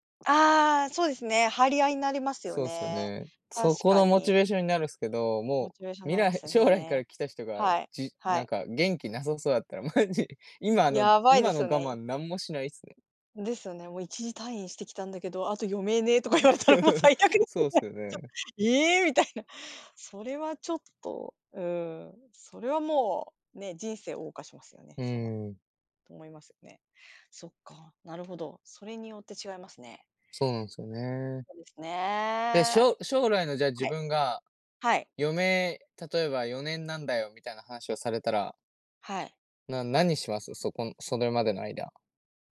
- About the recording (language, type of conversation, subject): Japanese, unstructured, 将来の自分に会えたら、何を聞きたいですか？
- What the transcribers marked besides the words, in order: laugh; laughing while speaking: "もう、最悪ですよねちょっと"